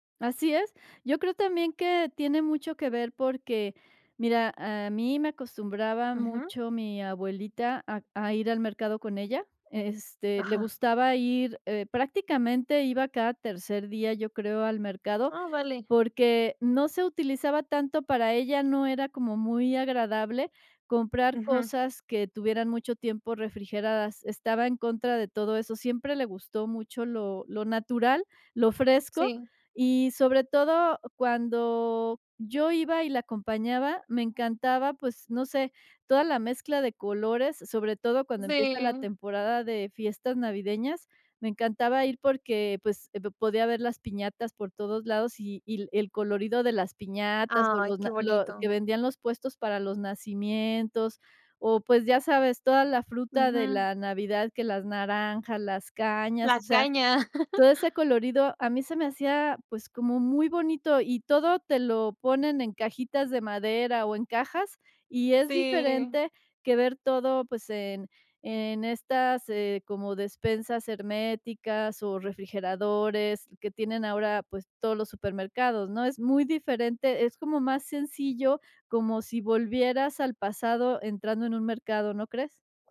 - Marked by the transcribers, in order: chuckle
- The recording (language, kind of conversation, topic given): Spanish, podcast, ¿Qué papel juegan los mercados locales en una vida simple y natural?